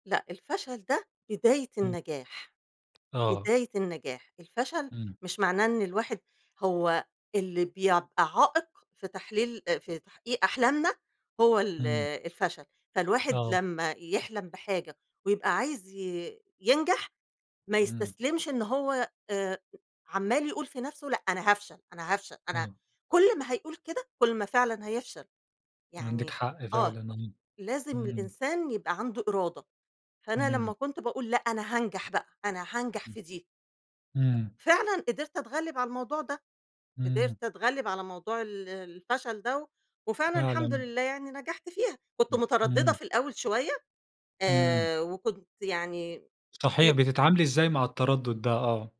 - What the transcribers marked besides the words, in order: tapping
- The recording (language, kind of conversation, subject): Arabic, podcast, إزاي بتتعامل مع الفشل لما يجي في طريقك؟